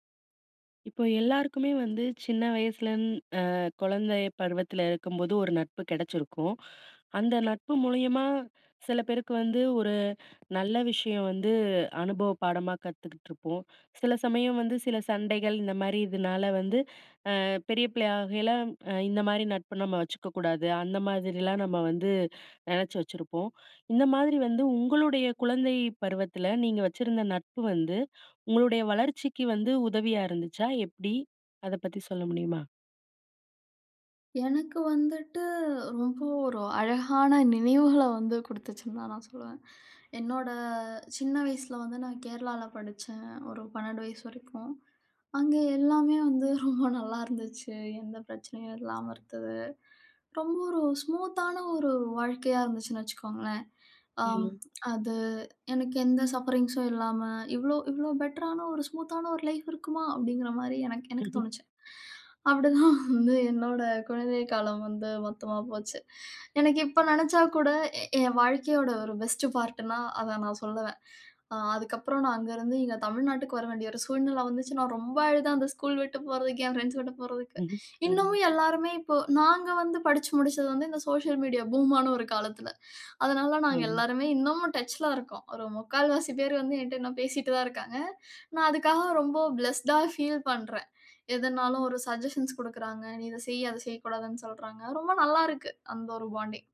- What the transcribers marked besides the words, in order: inhale; inhale; inhale; inhale; inhale; inhale; anticipating: "உங்களுடைய வளர்ச்சிக்கு வந்து உதவியா இருந்துச்சா, எப்பிடி? அத பத்தி சொல்ல முடியுமா?"; drawn out: "வந்துட்டு"; inhale; inhale; laughing while speaking: "ரொம்ப நல்லாருந்துச்சு"; inhale; in English: "ஸ்மூத்தான"; inhale; tsk; in English: "சஃபரிங்ஸ்"; in English: "லைஃப்"; inhale; laughing while speaking: "தான் வந்து"; inhale; inhale; sad: "நான் ரொம்ப அழுதேன் அந்த ஸ்கூல் விட்டு போறதுக்கு, என் ஃபிரெண்ட்ஸ் விட்டு போறதுக்கு"; inhale; inhale; inhale; in English: "ஃபிளெஸ்"; inhale; in English: "சஜ்ஜசன்ஸ்"; in English: "பாண்டிங்"
- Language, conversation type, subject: Tamil, podcast, குழந்தைநிலையில் உருவான நட்புகள் உங்கள் தனிப்பட்ட வளர்ச்சிக்கு எவ்வளவு உதவின?